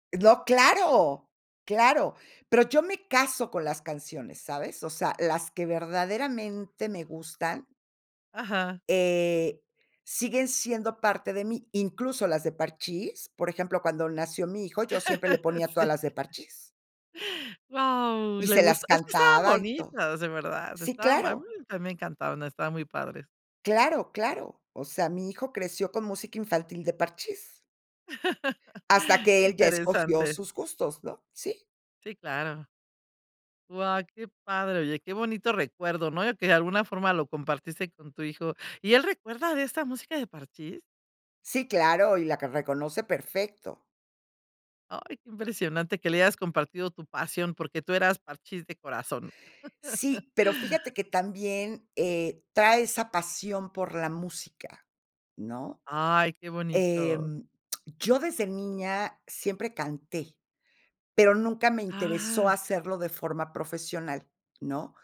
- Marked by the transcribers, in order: laugh; laughing while speaking: "Sí"; laugh; tapping; chuckle
- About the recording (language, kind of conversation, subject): Spanish, podcast, ¿Qué objeto físico, como un casete o una revista, significó mucho para ti?